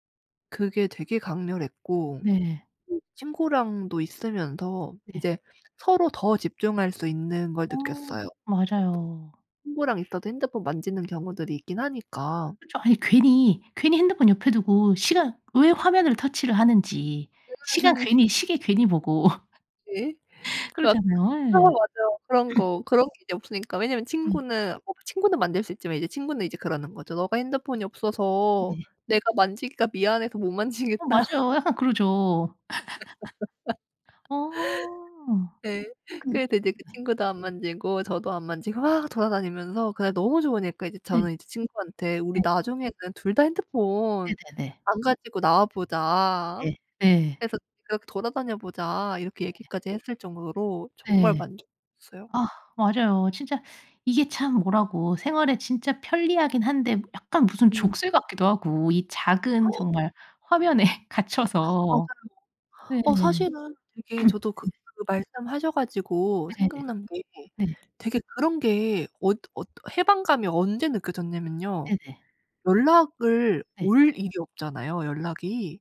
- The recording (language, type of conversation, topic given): Korean, podcast, 스마트폰 같은 방해 요소를 어떻게 관리하시나요?
- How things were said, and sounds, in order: other background noise; laugh; unintelligible speech; laugh; tapping; throat clearing; laugh; laugh; gasp; laughing while speaking: "화면에"; throat clearing